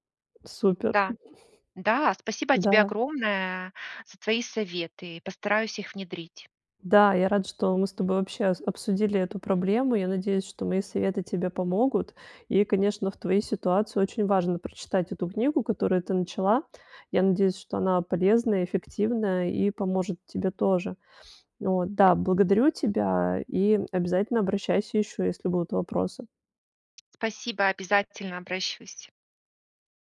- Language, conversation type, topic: Russian, advice, Как вернуться к старым проектам и довести их до конца?
- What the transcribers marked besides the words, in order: tapping